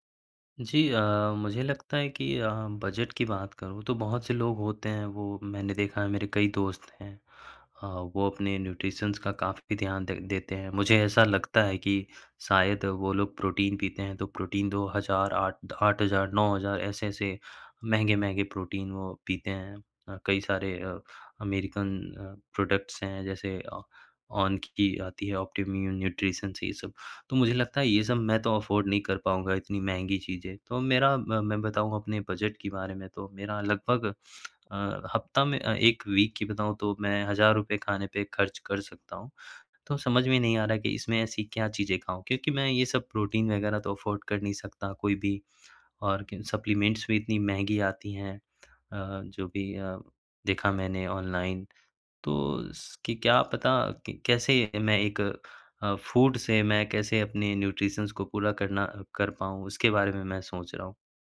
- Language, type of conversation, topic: Hindi, advice, कम बजट में पौष्टिक खाना खरीदने और बनाने को लेकर आपकी क्या चिंताएँ हैं?
- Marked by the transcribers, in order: in English: "न्यूट्रिशन"; tapping; in English: "प्रोडक्ट्स"; in English: "अफ़ोर्ड"; in English: "वीक"; in English: "अफ़ोर्ड"; in English: "सप्लीमेंट्स"; in English: "फूड"; in English: "न्यूट्रिशन्स"